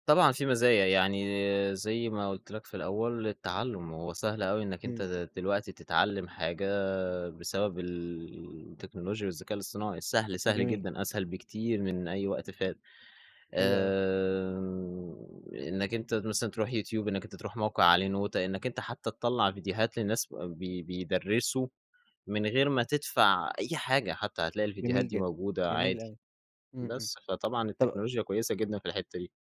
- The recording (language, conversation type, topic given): Arabic, podcast, إزاي التكنولوجيا غيّرت علاقتك بالموسيقى؟
- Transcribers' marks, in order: in English: "نوتة"; tapping